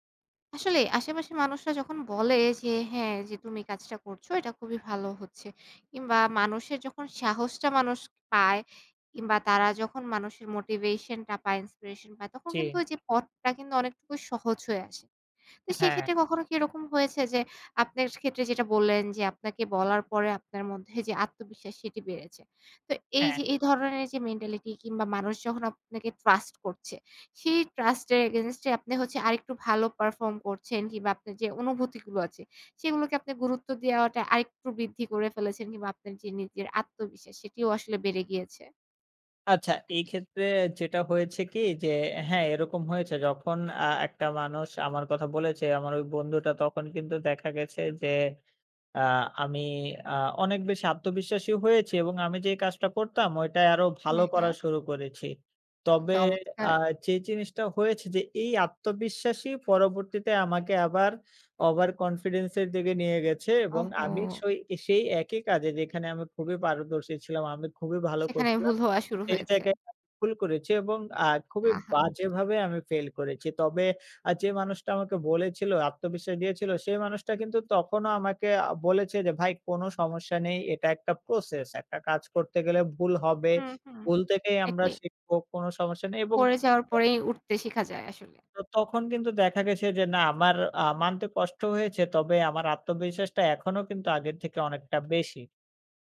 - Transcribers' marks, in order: other background noise; tapping; in English: "motivation"; in English: "inspiration"; in English: "mentality"; in English: "trust"; in English: "trust"; in English: "against"; in English: "perform"; in English: "over confidence"; in English: "process"; unintelligible speech
- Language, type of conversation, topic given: Bengali, podcast, নিজের অনুভূতিকে কখন বিশ্বাস করবেন, আর কখন সন্দেহ করবেন?